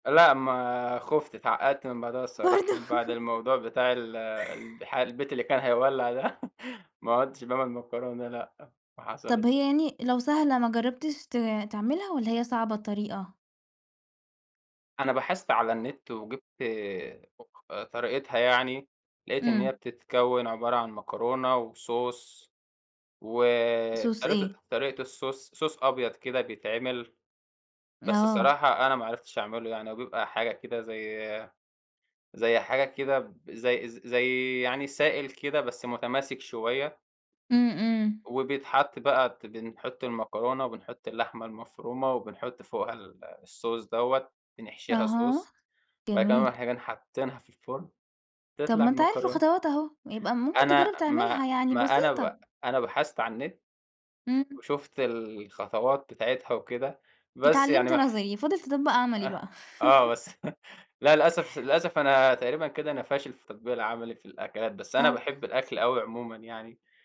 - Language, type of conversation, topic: Arabic, podcast, إيه أكتر أكلة بتحبّها وليه بتحبّها؟
- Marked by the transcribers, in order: giggle; laugh; tapping; unintelligible speech; in English: "وSauce"; in English: "Sauce"; in English: "الSauce Sauce"; in English: "الSauce"; in English: "Sauce"; chuckle; laugh